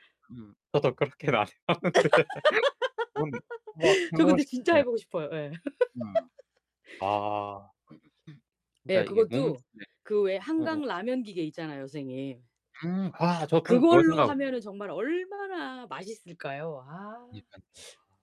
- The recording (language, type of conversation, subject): Korean, unstructured, 자연 속에서 가장 좋아하는 계절은 언제인가요?
- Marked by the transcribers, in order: distorted speech; laugh; laughing while speaking: "해 봤는데"; unintelligible speech; laugh; throat clearing; unintelligible speech; unintelligible speech